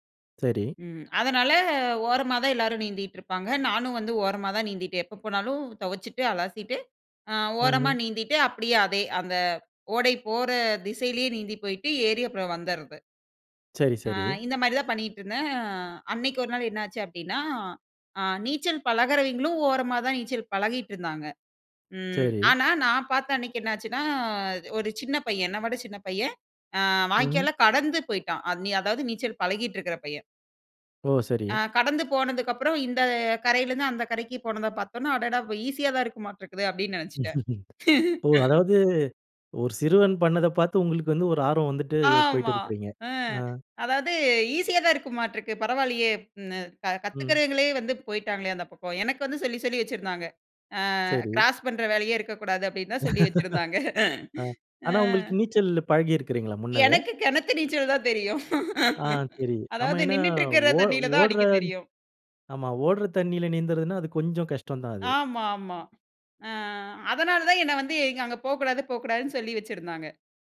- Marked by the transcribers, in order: drawn out: "என்னாச்சுன்னா"; laugh; laugh; laugh; laugh
- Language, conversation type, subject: Tamil, podcast, அவசரநிலையில் ஒருவர் உங்களை காப்பாற்றிய அனுபவம் உண்டா?